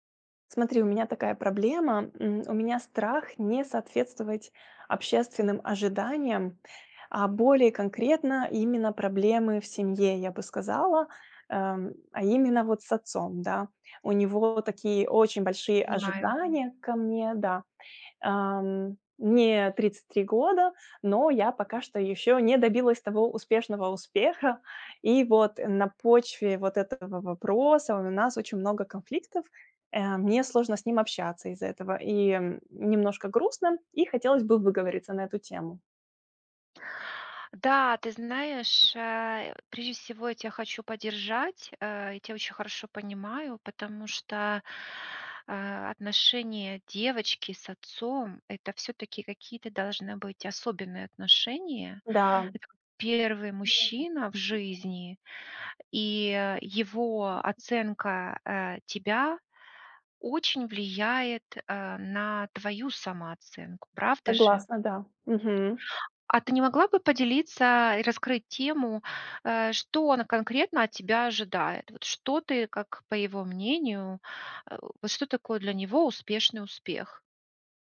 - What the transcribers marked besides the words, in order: other background noise; background speech; tapping
- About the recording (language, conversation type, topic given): Russian, advice, Как понять, что для меня означает успех, если я боюсь не соответствовать ожиданиям других?